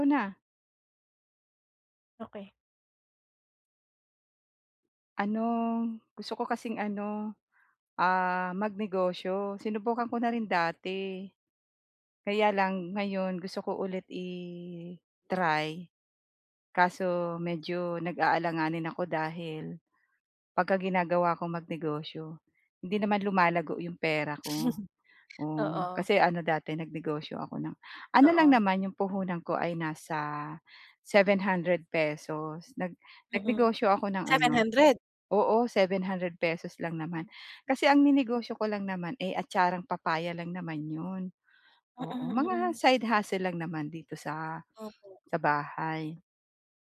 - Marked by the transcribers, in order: drawn out: "Ano"; chuckle; in English: "side hustle"
- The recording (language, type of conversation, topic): Filipino, advice, Paano ko pamamahalaan at palalaguin ang pera ng aking negosyo?